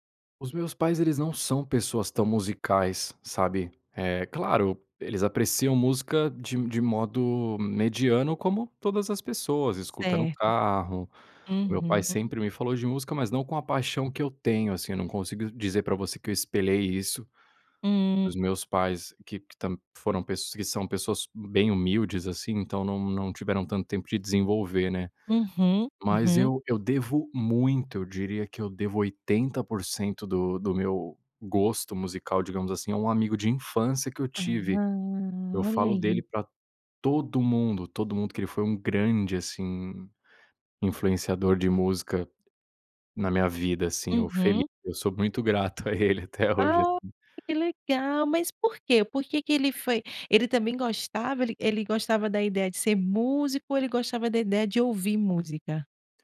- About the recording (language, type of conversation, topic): Portuguese, podcast, Que banda ou estilo musical marcou a sua infância?
- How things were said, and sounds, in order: none